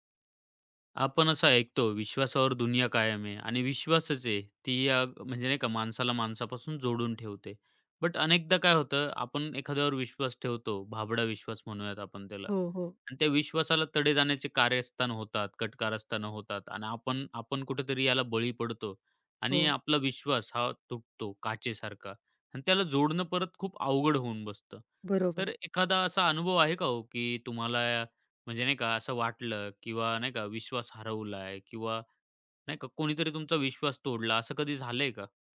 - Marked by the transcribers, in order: in English: "बट"
- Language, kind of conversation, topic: Marathi, podcast, एकदा विश्वास गेला तर तो कसा परत मिळवता?